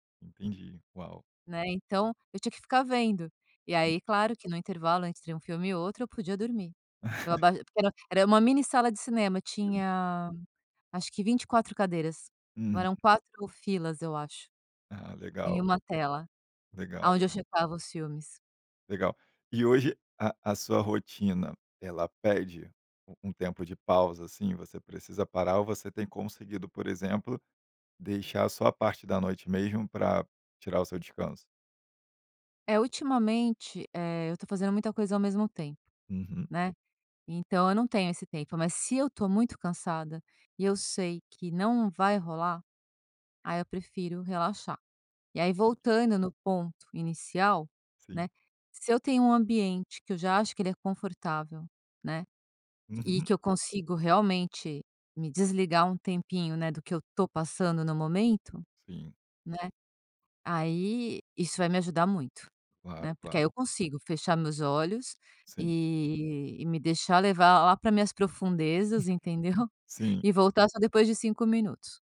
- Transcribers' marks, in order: other background noise; unintelligible speech; chuckle; tapping
- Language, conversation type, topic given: Portuguese, podcast, Qual estratégia simples você recomenda para relaxar em cinco minutos?